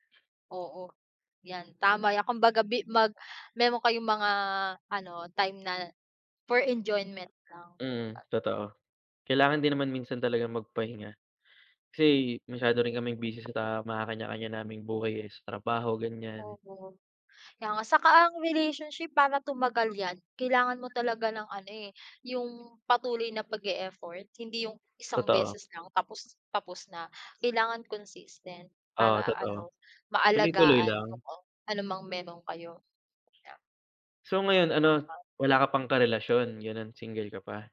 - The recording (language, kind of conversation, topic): Filipino, unstructured, Paano mo ilalarawan ang isang magandang relasyon, at ano ang pinakamahalagang katangian na hinahanap mo sa isang kapareha?
- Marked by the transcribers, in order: none